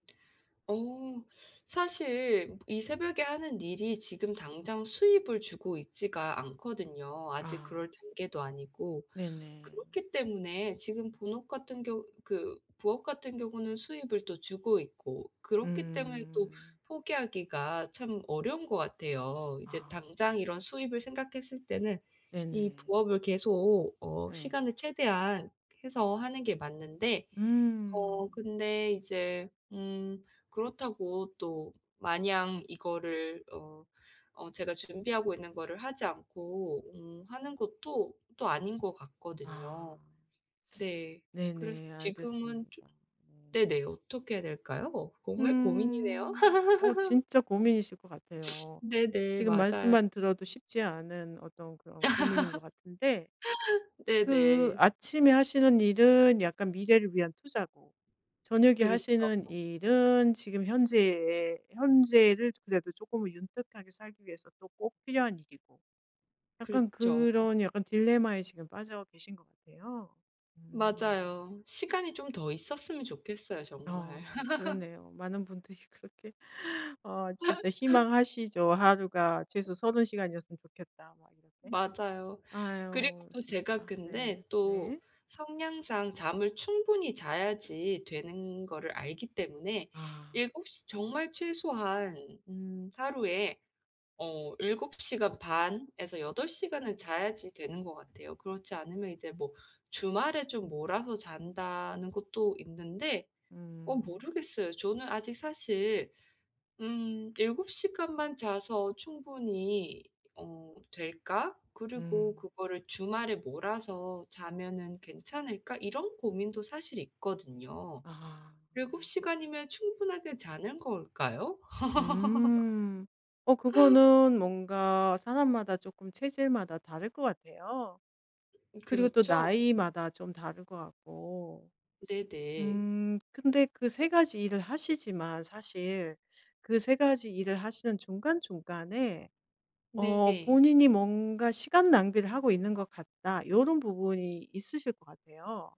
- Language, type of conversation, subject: Korean, advice, 규칙적인 수면 시간을 만들려면 어디서부터 시작하면 좋을까요?
- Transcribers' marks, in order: other background noise; laugh; sniff; laugh; laugh; laughing while speaking: "분들이 그렇게"; laugh; laugh